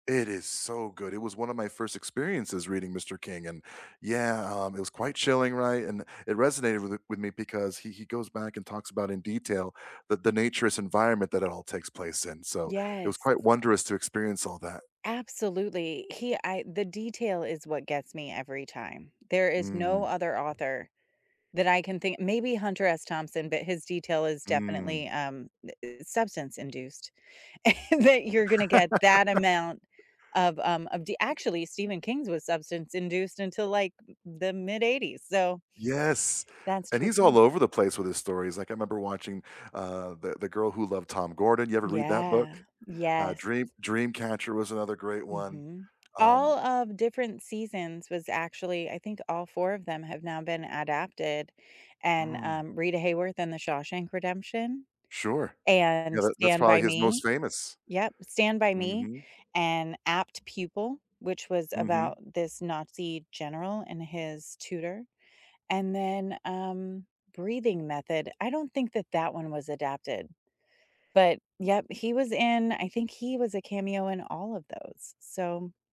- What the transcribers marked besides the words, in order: tapping; chuckle; laugh
- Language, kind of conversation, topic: English, unstructured, Which celebrity cameo surprised you the most?
- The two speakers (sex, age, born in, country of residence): female, 45-49, United States, United States; male, 45-49, United States, United States